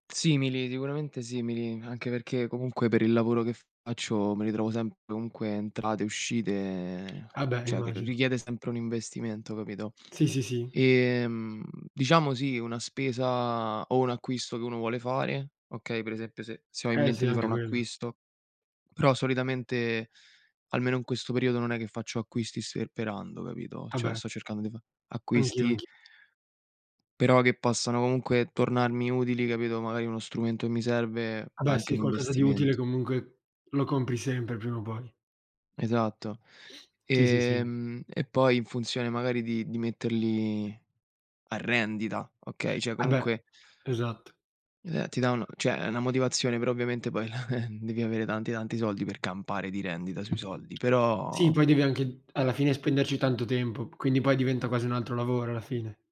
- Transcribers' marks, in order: tapping; drawn out: "uscite"; "cioè" said as "ceh"; drawn out: "spesa"; "cioè" said as "ceh"; "cioè" said as "ceh"; chuckle; drawn out: "però"; other background noise
- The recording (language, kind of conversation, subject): Italian, unstructured, Che cosa ti motiva a mettere soldi da parte?